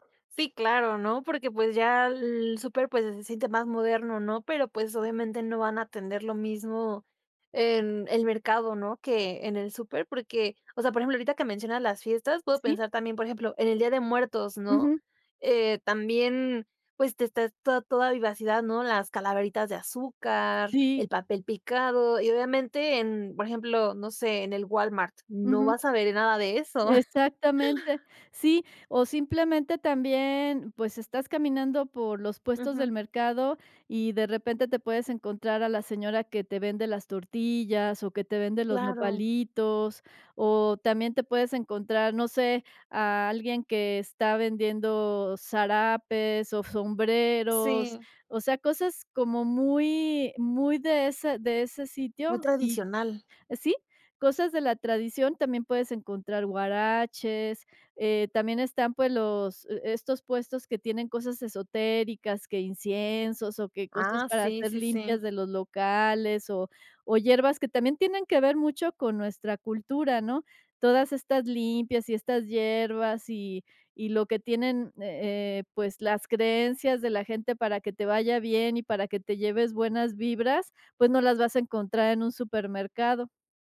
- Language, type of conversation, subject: Spanish, podcast, ¿Qué papel juegan los mercados locales en una vida simple y natural?
- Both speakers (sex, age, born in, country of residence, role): female, 25-29, Mexico, Mexico, host; female, 60-64, Mexico, Mexico, guest
- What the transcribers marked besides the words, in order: chuckle